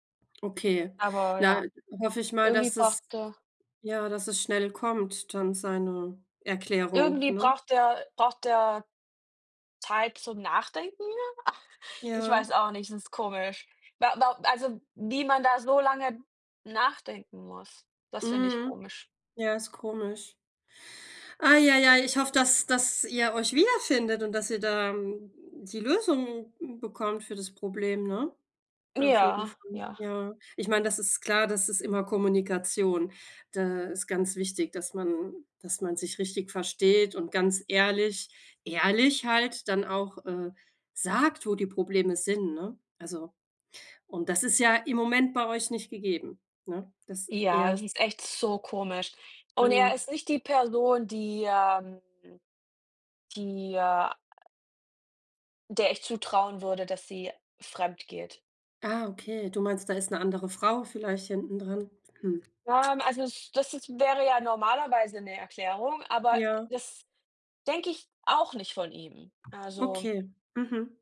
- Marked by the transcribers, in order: stressed: "ehrlich"; stressed: "so"
- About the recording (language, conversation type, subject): German, unstructured, Was fasziniert dich am meisten an Träumen, die sich so real anfühlen?